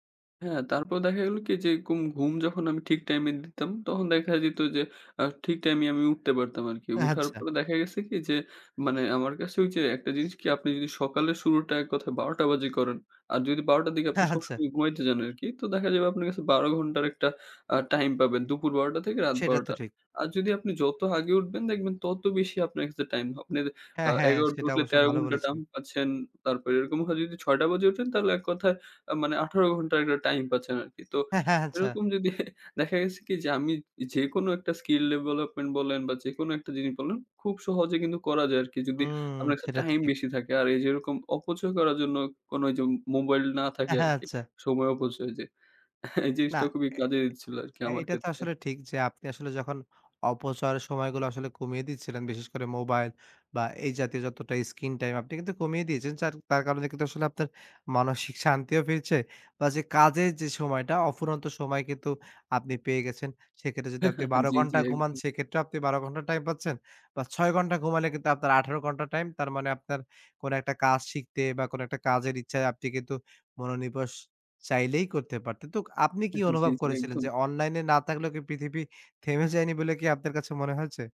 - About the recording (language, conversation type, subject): Bengali, podcast, কখনো কি আপনি ডিজিটাল ডিটক্স করেছেন, আর তা কীভাবে করেছিলেন?
- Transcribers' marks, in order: chuckle; in English: "skill"; laughing while speaking: "আচ্ছা"; chuckle; "অপচয়ের" said as "অপচরের"; in English: "screen time"; chuckle; chuckle